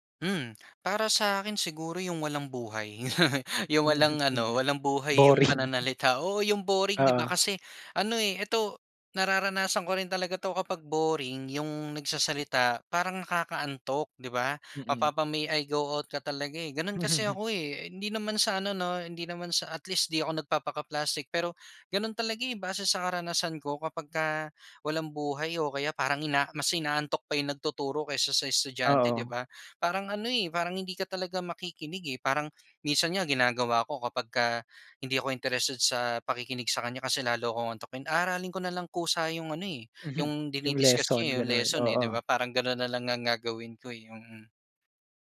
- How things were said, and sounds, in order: laugh; laughing while speaking: "'Yong walang ano walang buhay 'yong pananalita"; tapping; laughing while speaking: "Boring"; in English: "May I go out?"; other background noise
- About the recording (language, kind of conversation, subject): Filipino, podcast, Paano ka nakikinig para maintindihan ang kausap, at hindi lang para makasagot?